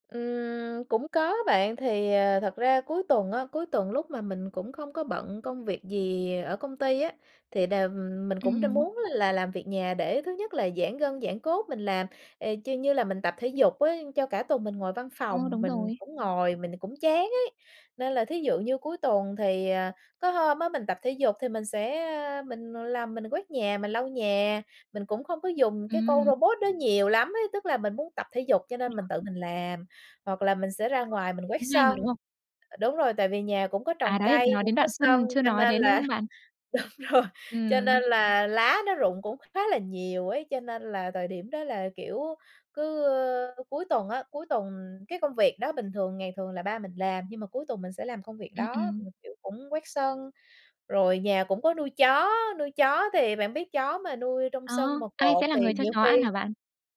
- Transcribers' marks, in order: tapping; unintelligible speech; other background noise; laughing while speaking: "đúng rồi"
- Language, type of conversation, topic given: Vietnamese, podcast, Bạn phân công việc nhà với gia đình thế nào?